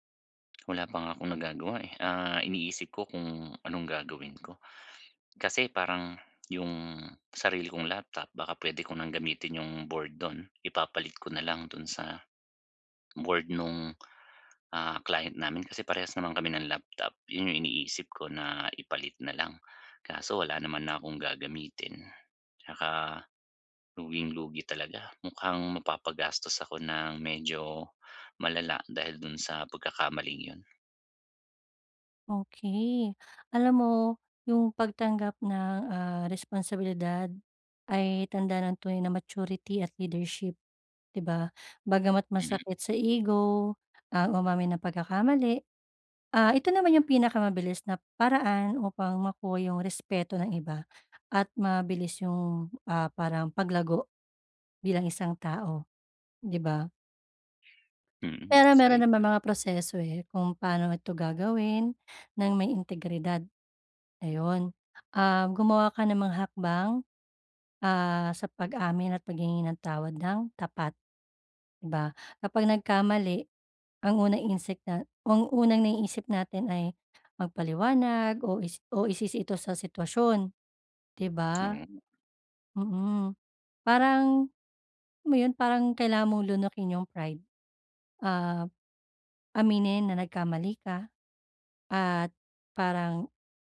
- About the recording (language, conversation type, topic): Filipino, advice, Paano ko tatanggapin ang responsibilidad at matututo mula sa aking mga pagkakamali?
- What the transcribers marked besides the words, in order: other background noise; tapping